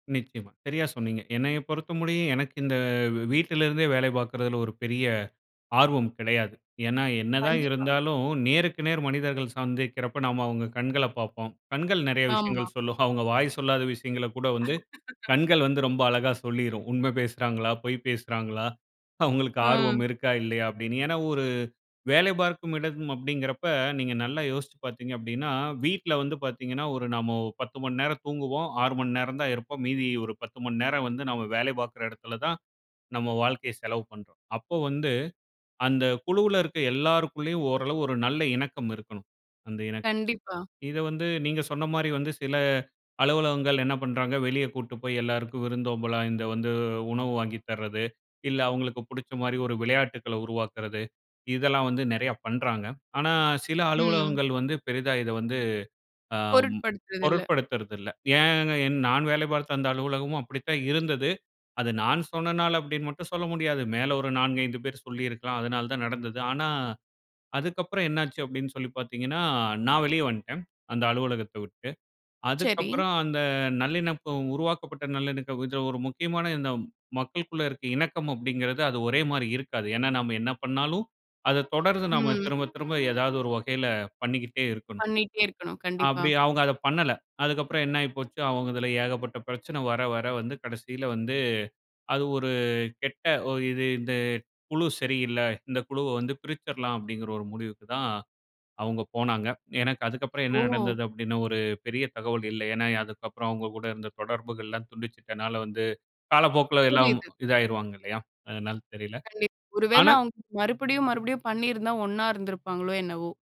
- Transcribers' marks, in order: other background noise; chuckle; laugh; chuckle; horn
- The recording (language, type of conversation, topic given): Tamil, podcast, குழுவில் ஒத்துழைப்பை நீங்கள் எப்படிப் ஊக்குவிக்கிறீர்கள்?